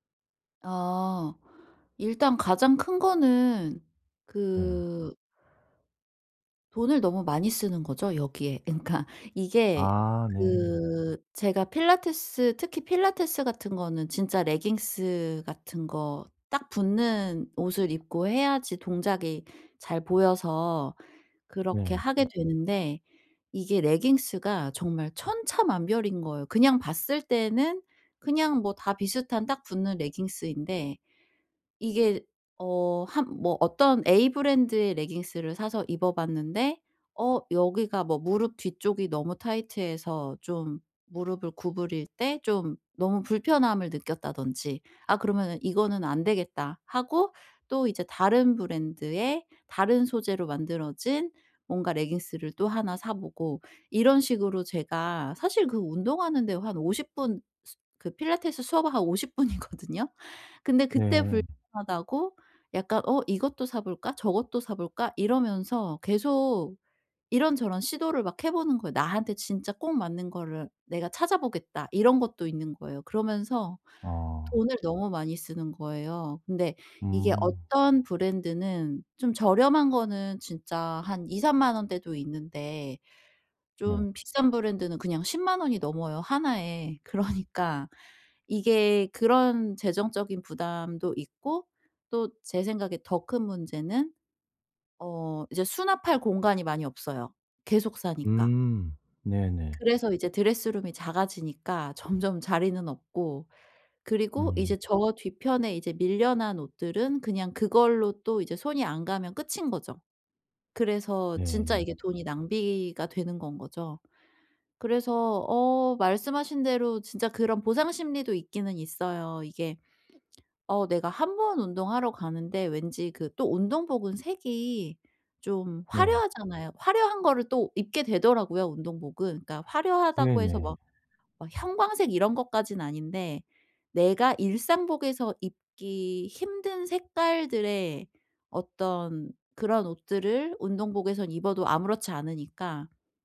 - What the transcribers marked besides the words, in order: other background noise; laughing while speaking: "분이거든요"; laughing while speaking: "그러니까"
- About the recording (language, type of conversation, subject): Korean, advice, 왜 저는 물건에 감정적으로 집착하게 될까요?